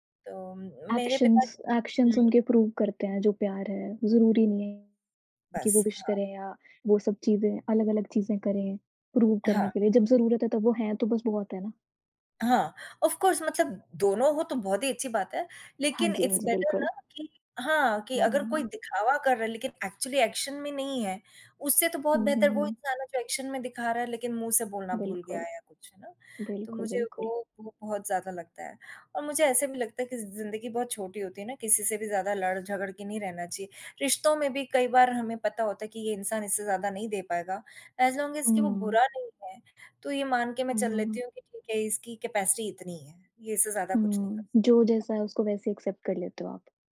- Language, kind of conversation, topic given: Hindi, unstructured, जिस इंसान को आपने खोया है, उसने आपको क्या सिखाया?
- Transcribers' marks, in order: tapping; in English: "एक्शंस एक्शंस"; in English: "प्रूफ़"; in English: "विश"; in English: "प्रूव"; in English: "ऑफ़ कोर्स"; in English: "इट्स बेटर"; in English: "एक्चुअली एक्शन"; in English: "एक्शन"; other background noise; in English: "एज लॉन्ग एज"; in English: "कैपेसिटी"; other noise; in English: "एक्सेप्ट"